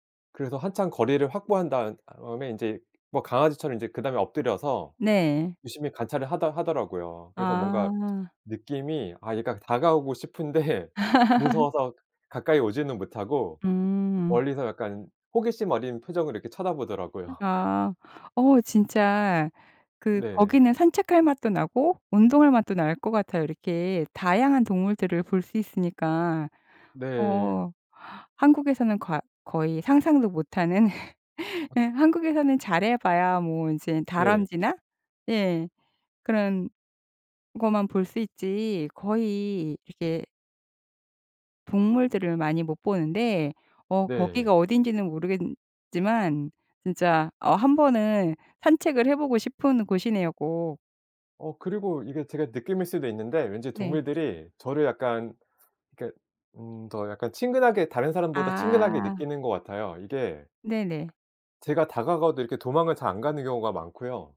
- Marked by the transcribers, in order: other background noise; laughing while speaking: "싶은데"; laugh; laugh
- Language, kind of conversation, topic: Korean, podcast, 자연이 위로가 됐던 순간을 들려주실래요?